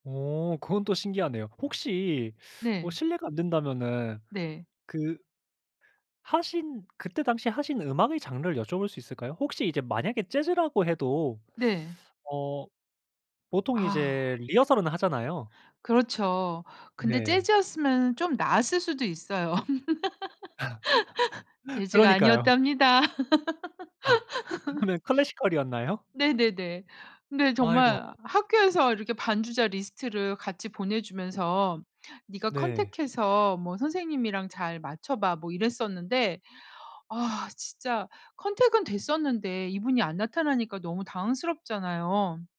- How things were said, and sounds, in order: laugh; laughing while speaking: "그러니까요"; laughing while speaking: "아니었답니다"; laugh; sniff; in English: "classical이었나요?"
- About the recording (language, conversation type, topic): Korean, podcast, 여행에서 가장 기억에 남는 경험은 무엇인가요?